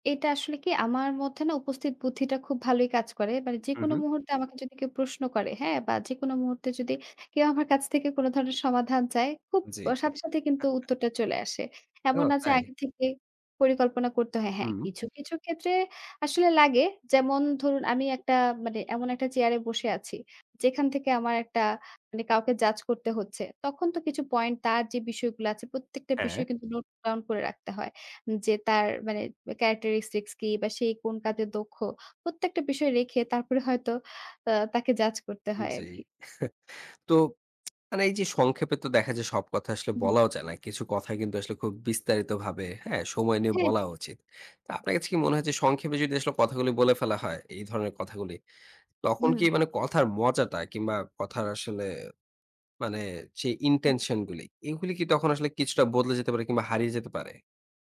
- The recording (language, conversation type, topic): Bengali, podcast, শোনার পর কীভাবে সংক্ষিপ্তভাবে মূল কথা ফিরে বলবেন?
- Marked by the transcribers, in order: in English: "characteristics"; chuckle; tsk; in English: "intention"